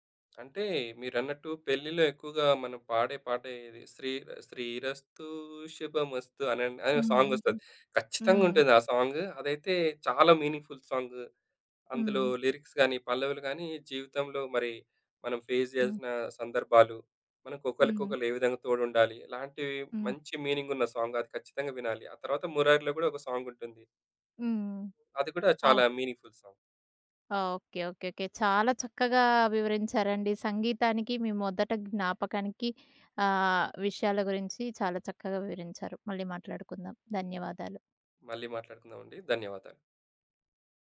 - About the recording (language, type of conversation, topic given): Telugu, podcast, సంగీతానికి మీ తొలి జ్ఞాపకం ఏమిటి?
- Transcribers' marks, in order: tapping; singing: "శ్రీర శ్రీరస్తు శభమస్తు"; in English: "సాంగ్"; in English: "మీనింగ్‌ఫుల్ సాంగ్"; in English: "లిరిక్స్"; in English: "ఫేస్"; in English: "సాంగ్"; other background noise; in English: "మీనిఫుల్ సాంగ్"